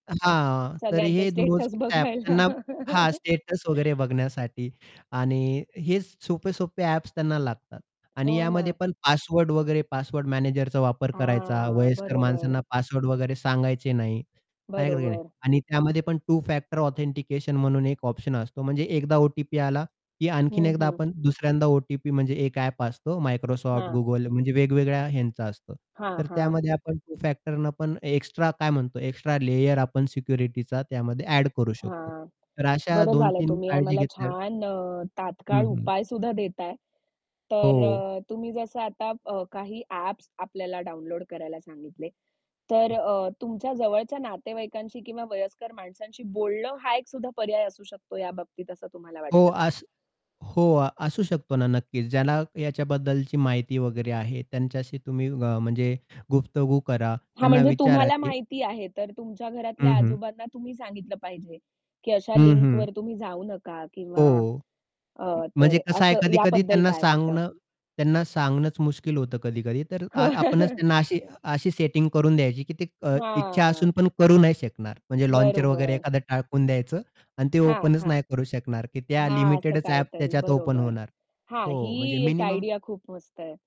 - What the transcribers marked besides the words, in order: static; distorted speech; laughing while speaking: "स्टेटस बघायला"; laugh; tapping; unintelligible speech; in English: "ऑथेंटिकेशन"; other background noise; chuckle; in English: "लॉन्चर"; in English: "ओपनच"; in English: "ओपन"; in English: "आयडिया"
- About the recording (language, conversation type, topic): Marathi, podcast, तुम्ही तुमची डिजिटल गोपनीयता कशी राखता?